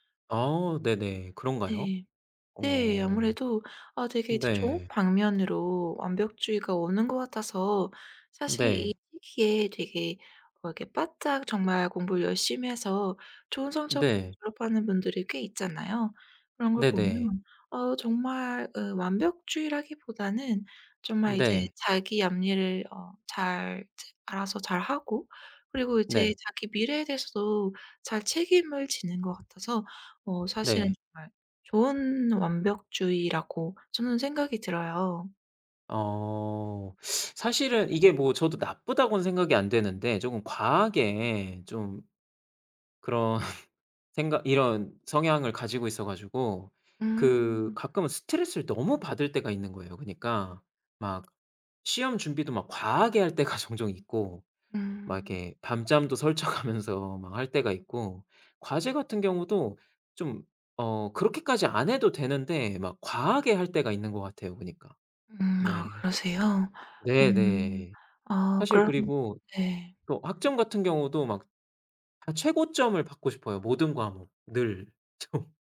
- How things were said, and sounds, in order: laughing while speaking: "그런"; laughing while speaking: "할 때가"; other background noise; laughing while speaking: "설쳐 가면서"; tapping; laughing while speaking: "좀"
- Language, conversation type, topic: Korean, advice, 완벽주의 때문에 작은 실수에도 과도하게 자책할 때 어떻게 하면 좋을까요?